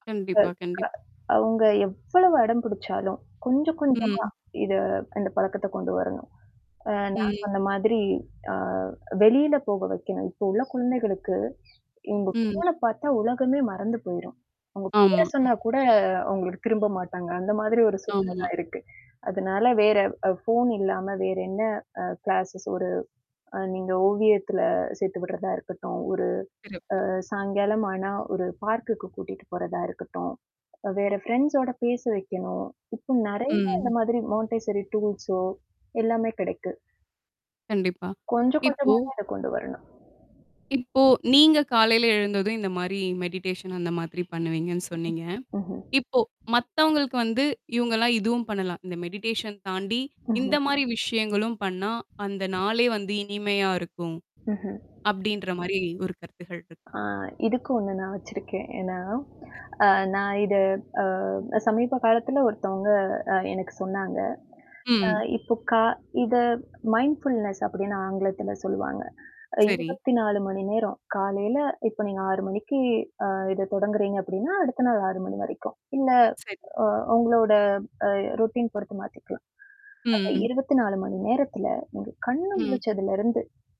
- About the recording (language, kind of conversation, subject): Tamil, podcast, காலை எழுந்தவுடன் நீங்கள் முதலில் என்ன செய்கிறீர்கள்?
- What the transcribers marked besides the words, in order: static; mechanical hum; distorted speech; other background noise; bird; in English: "மான்டைசரி டூல்ஸோ"; in English: "மெடிடேஷன்"; in English: "மெடிடேஷன்"; other noise; tapping; horn; in English: "மைண்ட் ஃபுல்னஸ்"; in English: "ரோட்டீன்"; drawn out: "ம்"